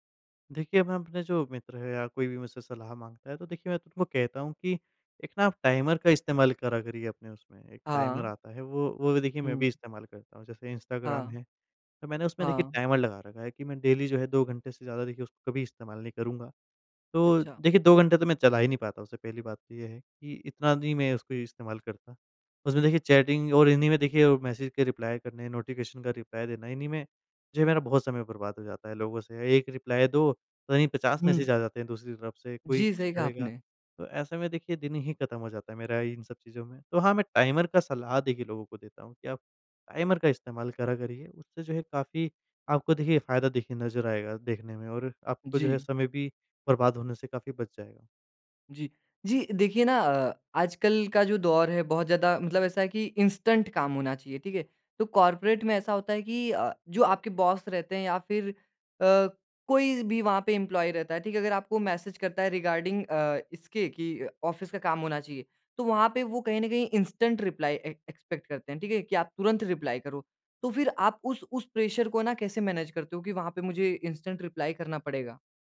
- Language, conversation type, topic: Hindi, podcast, आप सूचनाओं की बाढ़ को कैसे संभालते हैं?
- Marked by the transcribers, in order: in English: "टाइमर"; in English: "टाइमर"; in English: "टाइमर"; in English: "डेली"; in English: "चैटिंग"; in English: "मैसेज"; in English: "रिप्लाई"; in English: "नोटिफिकेशन"; in English: "रिप्लाई"; in English: "रिप्लाई"; in English: "मैसेज"; in English: "टाइमर"; in English: "टाइमर"; in English: "इंस्टेंट"; in English: "कॉर्पोरेट"; in English: "बॉस"; in English: "एम्प्लॉयी"; in English: "मैसेज"; in English: "रिगार्डिंग"; in English: "ऑफ़िस"; in English: "इंस्टेंट रिप्लाई ए एक्सपेक्ट"; in English: "रिप्लाई"; in English: "प्रेशर"; in English: "मैनेज"; in English: "इंस्टेंट रिप्लाई"